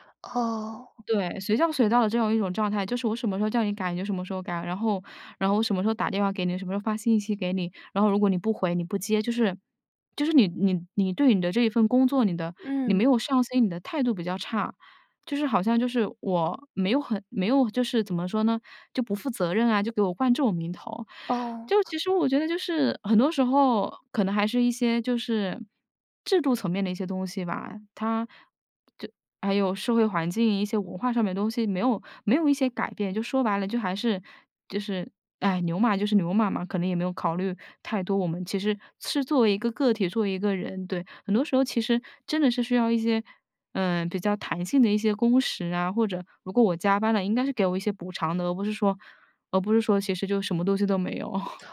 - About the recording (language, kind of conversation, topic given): Chinese, podcast, 如何在工作和生活之间划清并保持界限？
- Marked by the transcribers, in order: other background noise; laughing while speaking: "有"